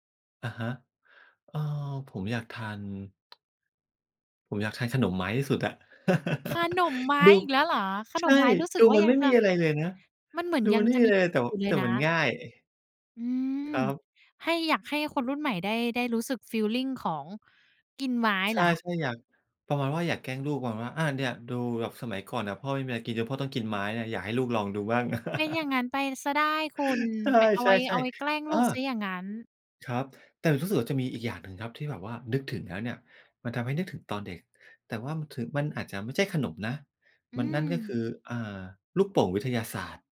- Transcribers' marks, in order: other background noise; chuckle; tapping; laugh
- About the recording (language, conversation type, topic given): Thai, podcast, ขนมแบบไหนที่พอได้กลิ่นหรือได้ชิมแล้วทำให้คุณนึกถึงตอนเป็นเด็ก?